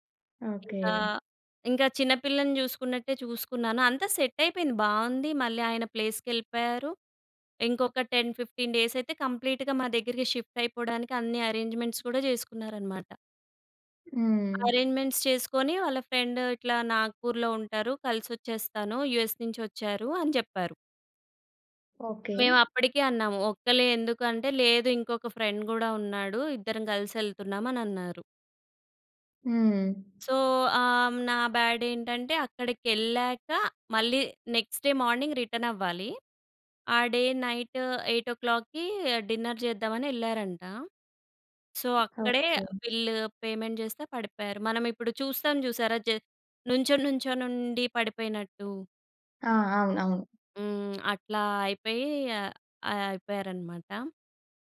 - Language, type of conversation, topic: Telugu, podcast, మీ జీవితంలో ఎదురైన ఒక ముఖ్యమైన విఫలత గురించి చెబుతారా?
- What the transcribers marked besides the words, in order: in English: "టెన్ ఫిఫ్టీన్"; in English: "కంప్లీట్‌గా"; in English: "అరేంజ్‌మెంట్స్"; in English: "ఫ్రెండ్"; in English: "యూఎస్"; in English: "ఫ్రెండ్"; in English: "సో"; in English: "నెక్స్ట్ డే మార్నింగ్"; in English: "డే నైట్ ఎయిట్ ఓ క్లాక్‌కీ డిన్నర్"; in English: "సో"; other background noise; in English: "పేమెంట్"; tapping